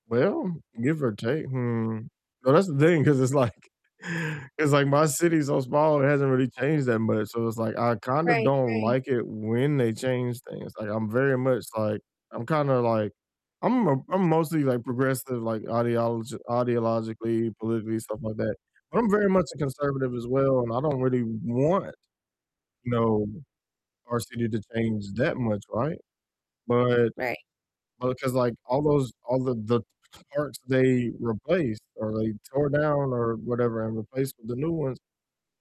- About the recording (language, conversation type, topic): English, unstructured, Which nearby trail or neighborhood walk do you love recommending, and why should we try it together?
- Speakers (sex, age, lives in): female, 45-49, United States; male, 30-34, United States
- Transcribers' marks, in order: static; laughing while speaking: "'cause it's, like"; tapping; other background noise